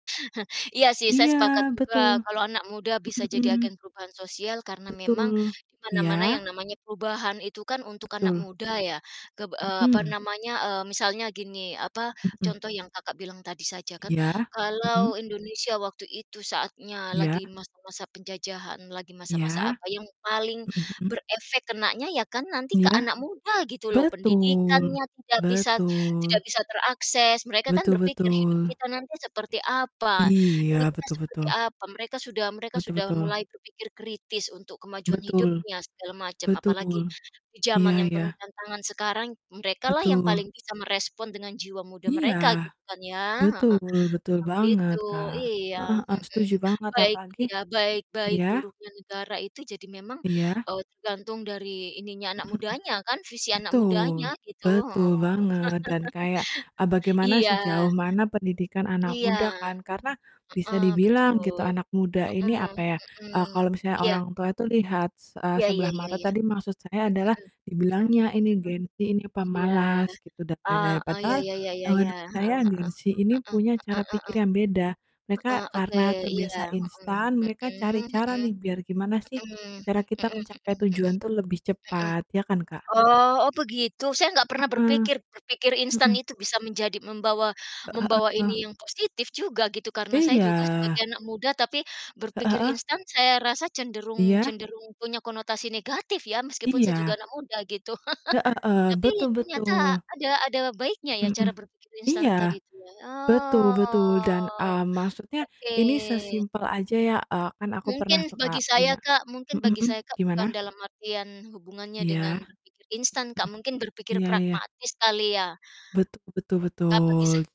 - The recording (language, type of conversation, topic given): Indonesian, unstructured, Bagaimana peran anak muda dalam mendorong perubahan sosial?
- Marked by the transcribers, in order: chuckle; distorted speech; other background noise; laugh; static; laugh; drawn out: "Oh"